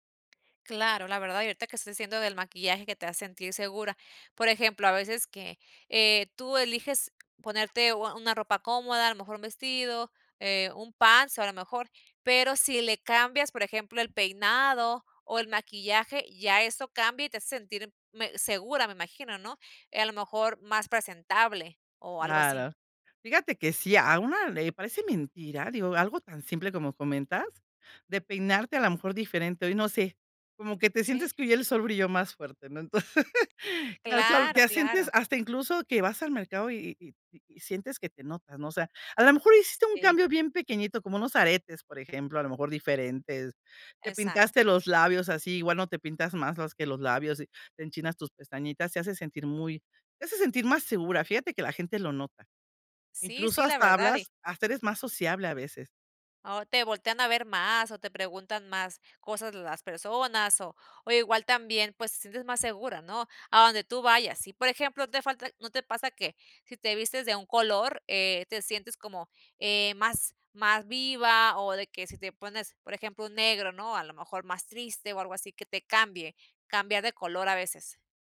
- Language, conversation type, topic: Spanish, podcast, ¿Qué prendas te hacen sentir más seguro?
- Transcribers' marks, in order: other background noise; tapping; in English: "pants"; laughing while speaking: "Entonces"; chuckle